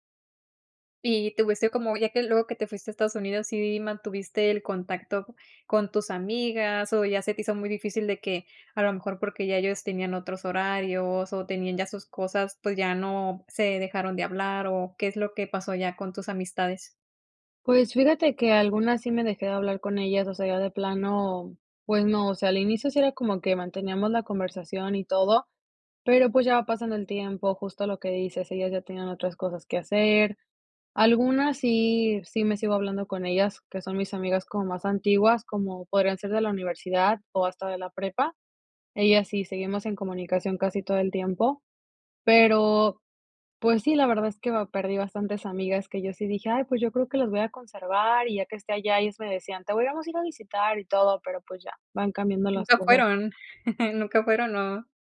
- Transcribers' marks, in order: chuckle
- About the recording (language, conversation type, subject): Spanish, podcast, ¿cómo saliste de tu zona de confort?